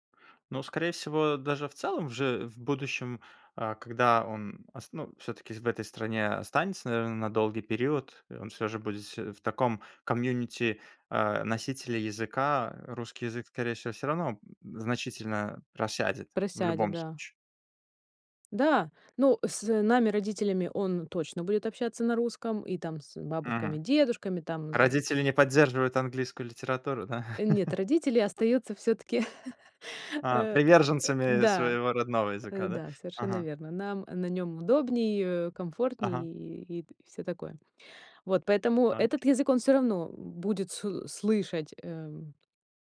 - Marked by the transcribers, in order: tapping; chuckle; other noise; chuckle
- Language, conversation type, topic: Russian, podcast, Как ты относишься к смешению языков в семье?